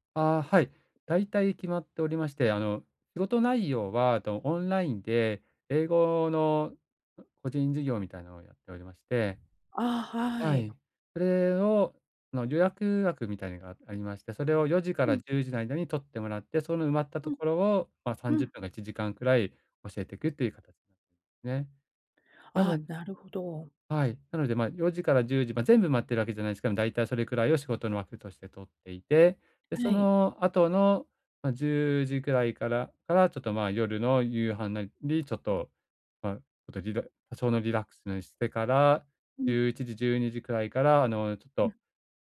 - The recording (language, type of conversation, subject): Japanese, advice, 家で効果的に休息するにはどうすればよいですか？
- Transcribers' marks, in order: other noise